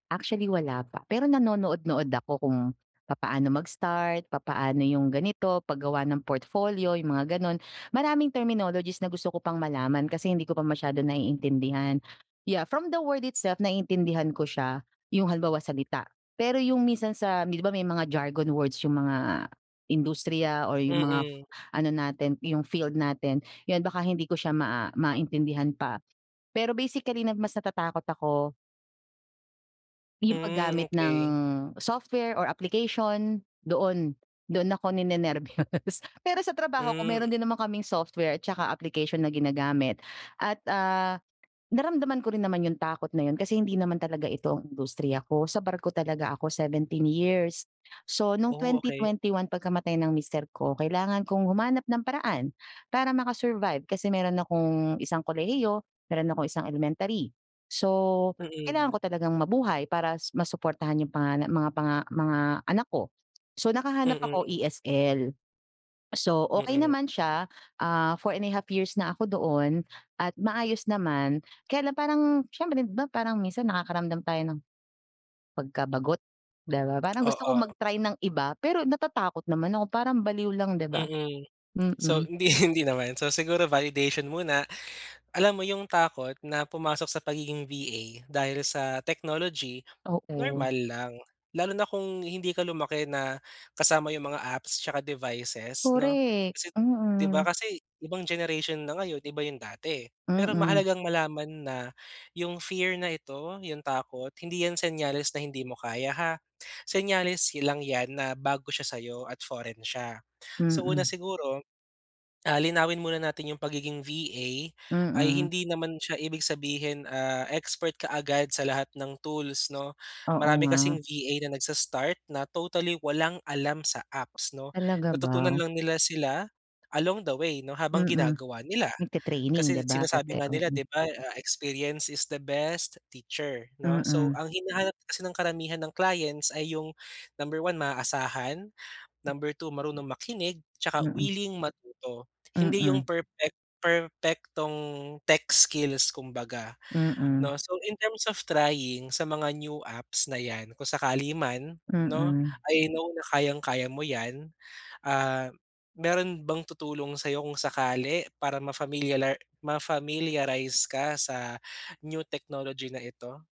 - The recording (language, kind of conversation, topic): Filipino, advice, Paano ko haharapin ang takot na subukan ang bagong gawain?
- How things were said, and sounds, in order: in English: "terminologies"; other background noise; in English: "Yeah, from the word itself"; in English: "jargon words"; laughing while speaking: "ninenerbyos"; tapping; laughing while speaking: "hindi"; in English: "along the way"; in English: "Experience is the best teacher"; in English: "tech skills"